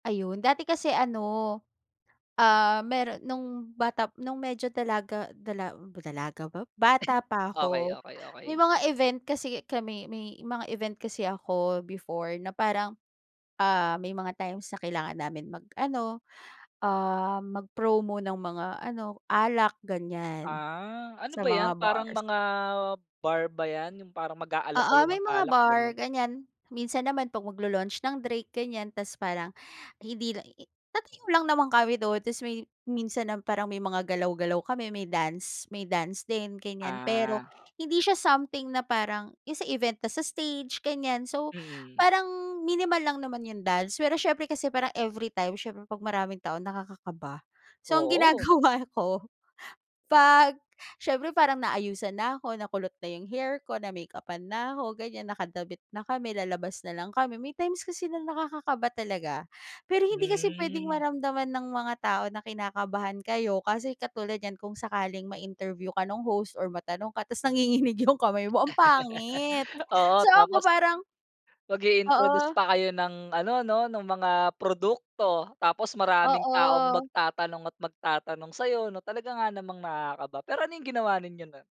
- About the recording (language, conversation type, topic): Filipino, podcast, Ano ang ginagawa mo para magmukhang kumpiyansa kahit nag-aalangan ka?
- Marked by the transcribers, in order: chuckle; laughing while speaking: "ginagawa ko"; laughing while speaking: "nanginginig 'yong kamay mo"; tapping; laugh; dog barking; other background noise